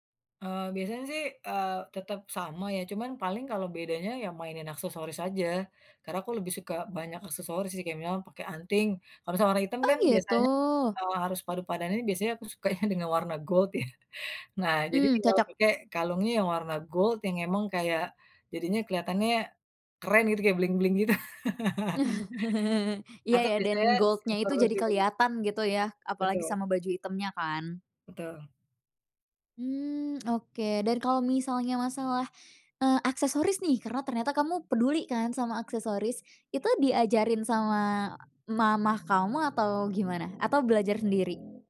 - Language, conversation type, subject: Indonesian, podcast, Menurut kamu, gaya berpakaianmu mencerminkan dirimu yang seperti apa?
- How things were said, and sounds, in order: laughing while speaking: "aku sukanya dengan warna gold ya"; in English: "gold"; in English: "gold"; laughing while speaking: "gitu"; laugh; in English: "gold-nya"; other street noise